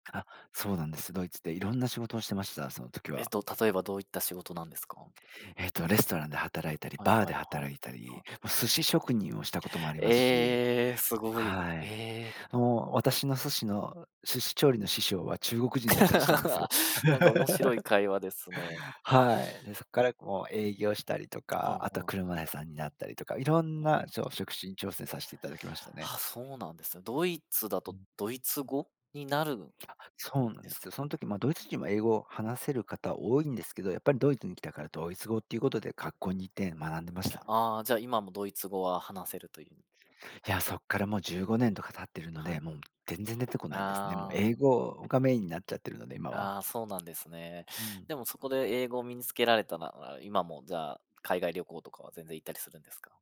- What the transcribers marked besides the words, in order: tapping; laugh
- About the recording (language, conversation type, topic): Japanese, podcast, 一番忘れられない旅の思い出を教えてくれますか？